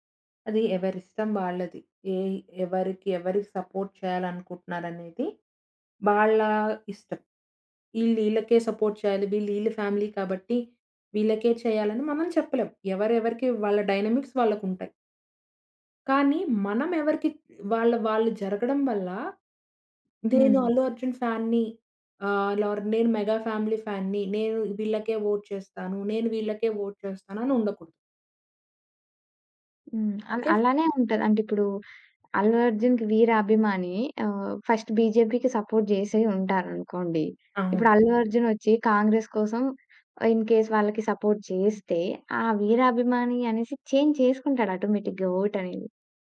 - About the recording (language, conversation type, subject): Telugu, podcast, సెలబ్రిటీలు రాజకీయ విషయాలపై మాట్లాడితే ప్రజలపై ఎంత మేర ప్రభావం పడుతుందనుకుంటున్నారు?
- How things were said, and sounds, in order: in English: "సపోర్ట్"; in English: "సపోర్ట్"; in English: "ఫ్యామిలీ"; in English: "డైనమిక్స్"; in English: "లోర్"; in English: "వోట్"; in English: "వోట్"; in English: "ఫస్ట్"; in English: "సపోర్ట్"; in English: "ఇన్ కేస్"; in English: "సపోర్ట్"; in English: "చేంజ్"; in English: "ఆటోమేటిక్‌గా వోట్"